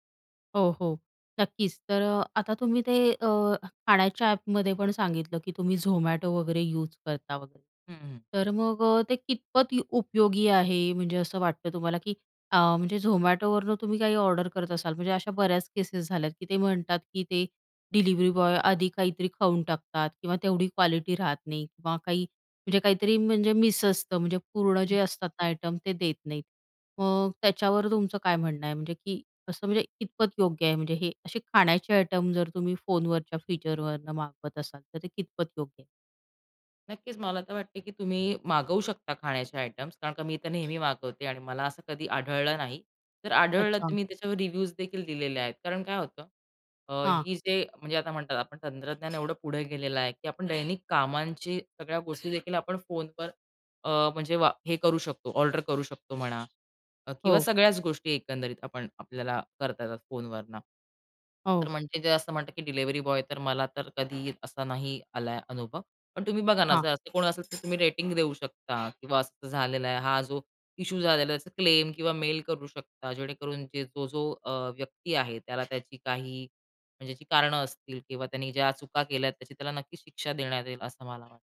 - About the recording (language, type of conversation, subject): Marathi, podcast, दैनिक कामांसाठी फोनवर कोणते साधन तुम्हाला उपयोगी वाटते?
- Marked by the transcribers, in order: tapping; in English: "डिलिवरी बॉय"; in English: "रिव्ह्यूज"; other background noise; in English: "डिलिव्हरी बॉय"